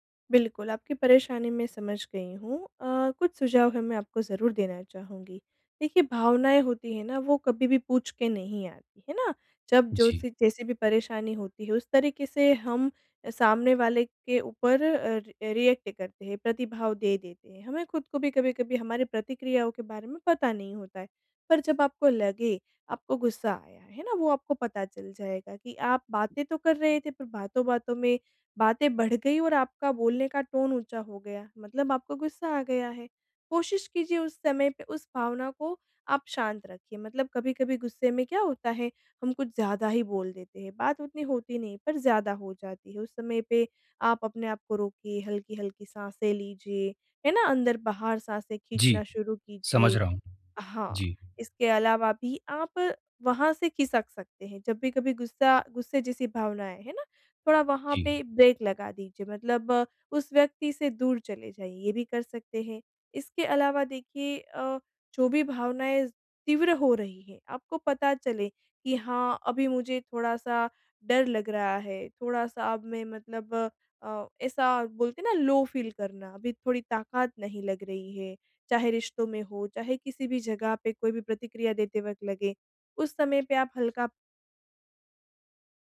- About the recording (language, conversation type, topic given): Hindi, advice, तीव्र भावनाओं के दौरान मैं शांत रहकर सोच-समझकर कैसे प्रतिक्रिया करूँ?
- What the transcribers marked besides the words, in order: in English: "रिएक्ट"; in English: "टोन"; in English: "ब्रेक"; in English: "फ़ील"